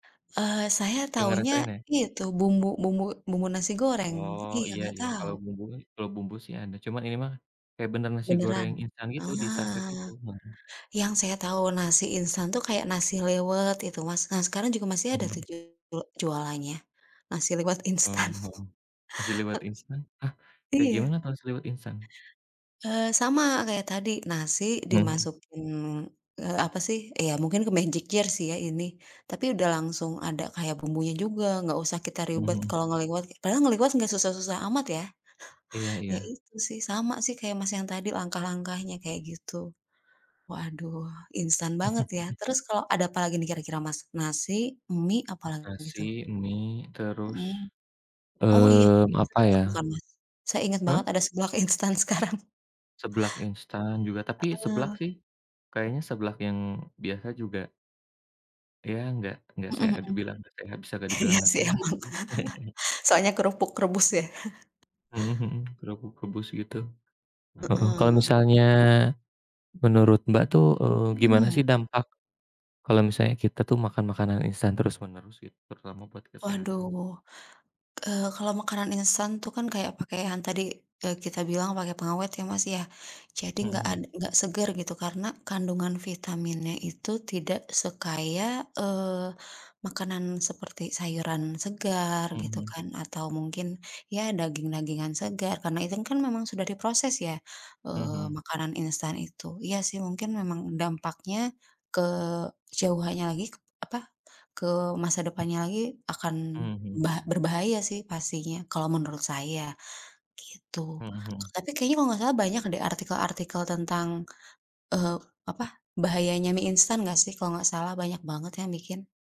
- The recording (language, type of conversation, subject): Indonesian, unstructured, Apakah generasi muda terlalu sering mengonsumsi makanan instan?
- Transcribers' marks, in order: other background noise; drawn out: "Ah"; laughing while speaking: "instan"; chuckle; tapping; in English: "magic jar"; chuckle; laughing while speaking: "sekarang"; laughing while speaking: "Iya sih emang"; chuckle; chuckle